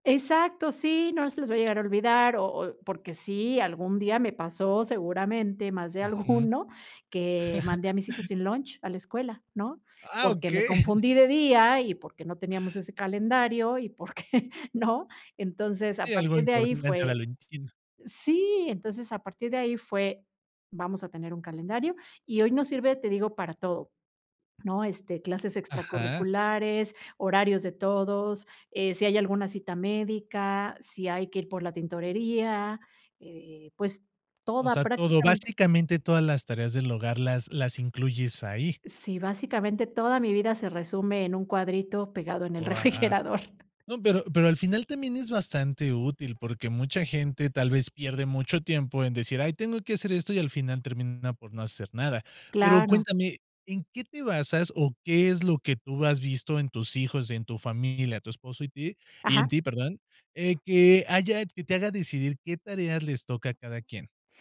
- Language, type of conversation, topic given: Spanish, podcast, ¿Cómo se reparten las tareas domésticas entre todos en casa?
- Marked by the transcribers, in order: laughing while speaking: "alguno"; chuckle; laughing while speaking: "okey"; tapping; laughing while speaking: "porque"; laughing while speaking: "refrigerador"